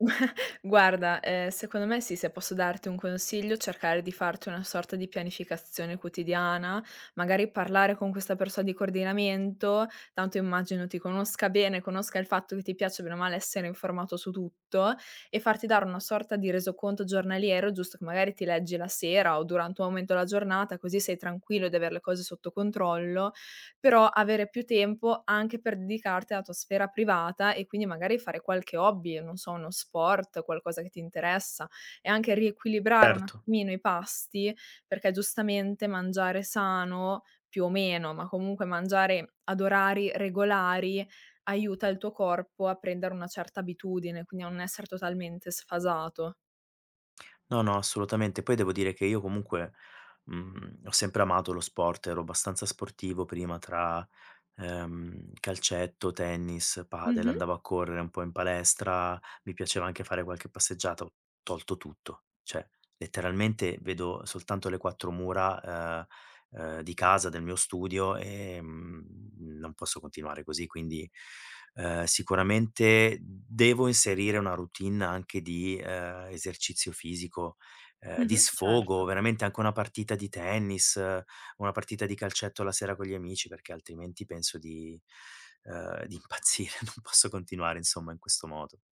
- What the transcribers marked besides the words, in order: chuckle; "dedicarti" said as "dicarti"; "cioè" said as "ceh"; laughing while speaking: "impazzire"
- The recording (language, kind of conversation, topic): Italian, advice, Come posso gestire l’esaurimento e lo stress da lavoro in una start-up senza pause?